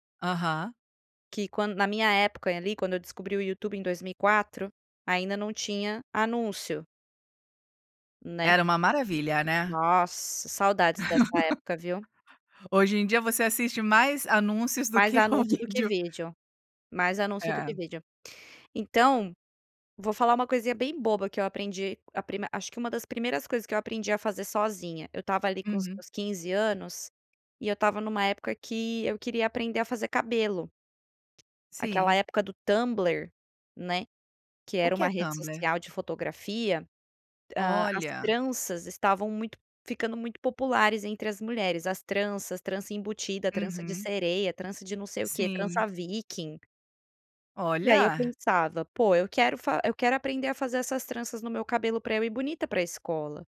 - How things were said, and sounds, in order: laugh; tapping
- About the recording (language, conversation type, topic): Portuguese, podcast, Como a internet mudou seu jeito de aprender?